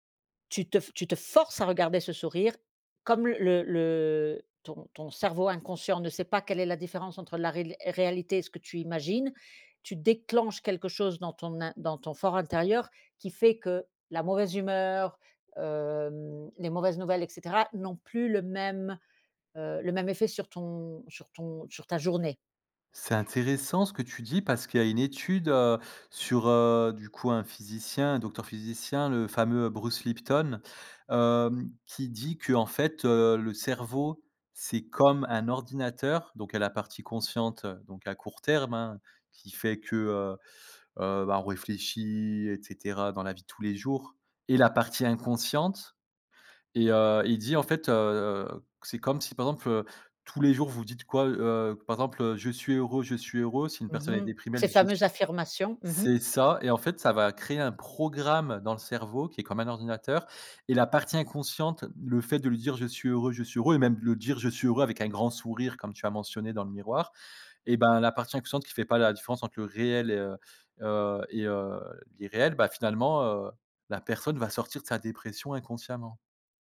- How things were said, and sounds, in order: stressed: "forces"
- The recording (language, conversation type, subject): French, podcast, Comment distinguer un vrai sourire d’un sourire forcé ?